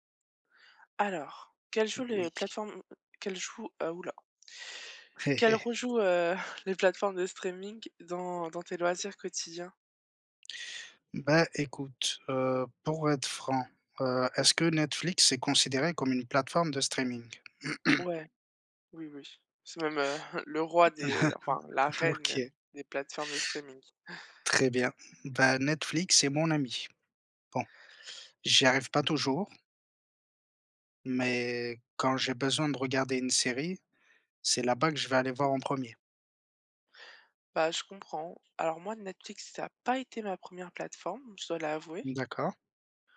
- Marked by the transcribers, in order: chuckle; tapping; throat clearing; chuckle; stressed: "pas"
- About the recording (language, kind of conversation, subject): French, unstructured, Quel rôle les plateformes de streaming jouent-elles dans vos loisirs ?